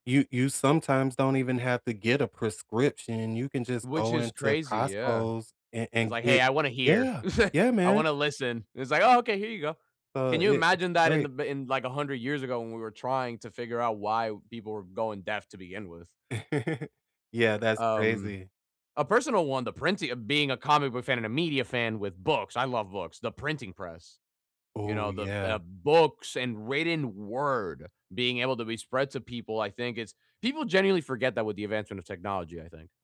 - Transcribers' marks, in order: chuckle; chuckle
- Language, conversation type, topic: English, unstructured, What invention do you think has changed the world the most?